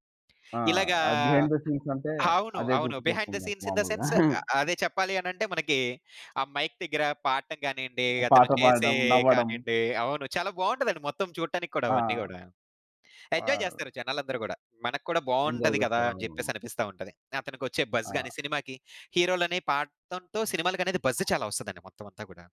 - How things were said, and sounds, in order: in English: "బిహైండ్ ద సీన్స్"; other background noise; in English: "బిహైండ్ ద సీన్స్ ఇన్ ద సెన్స్"; chuckle; in English: "ఎంజాయ్"; in English: "వావ్!"; in English: "ఎంజాయ్"; in English: "బజ్"; in English: "హీరోలని"; in English: "బజ్"
- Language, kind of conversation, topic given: Telugu, podcast, సెట్ వెనుక జరిగే కథలు మీకు ఆసక్తిగా ఉంటాయా?